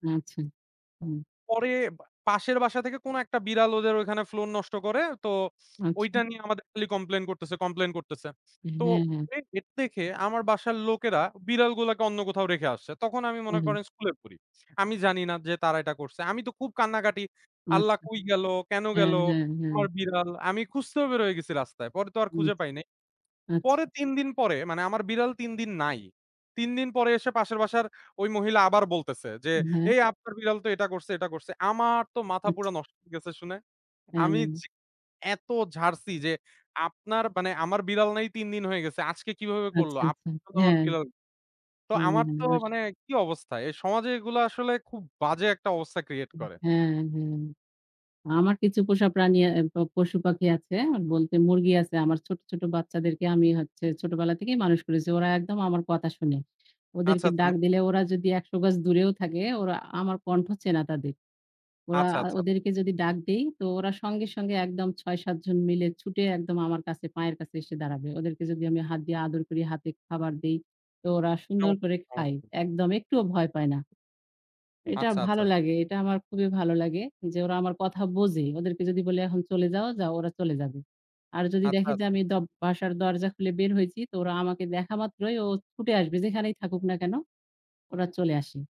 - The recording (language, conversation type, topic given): Bengali, unstructured, পোষা প্রাণীর সঙ্গে সময় কাটালে আপনার মন কীভাবে ভালো থাকে?
- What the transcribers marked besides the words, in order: in English: "create"; other background noise